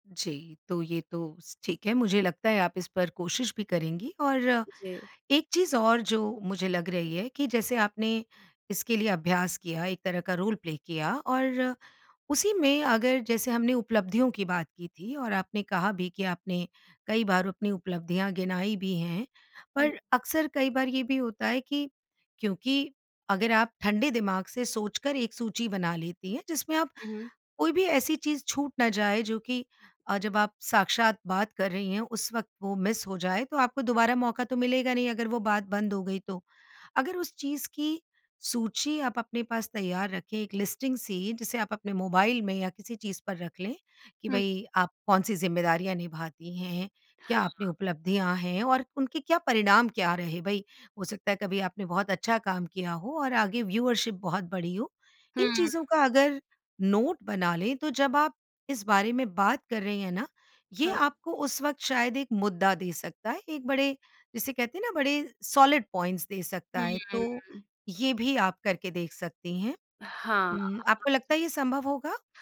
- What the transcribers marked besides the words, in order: in English: "रोल प्ले"; in English: "मिस"; in English: "लिस्टिंग"; in English: "व्यूवरशिप"; in English: "नोट"; in English: "सॉलिड पॉइंट्स"
- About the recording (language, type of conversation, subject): Hindi, advice, मैं अपने वेतन में बढ़ोतरी के लिए अपने प्रबंधक से बातचीत कैसे करूँ?